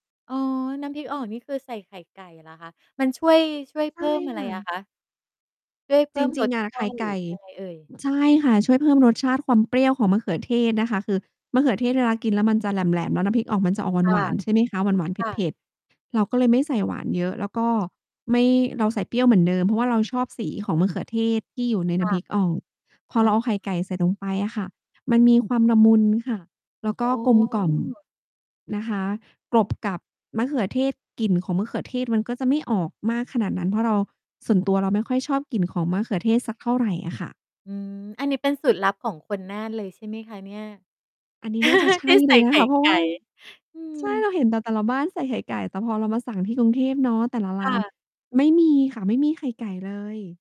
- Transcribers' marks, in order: distorted speech; tapping; chuckle; laughing while speaking: "ที่ใส่ไข่ไก่"
- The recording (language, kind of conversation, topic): Thai, podcast, เวลาใครสักคนกำลังเศร้า คุณทำเมนูอะไรเพื่อปลอบใจเขาได้ดีที่สุด?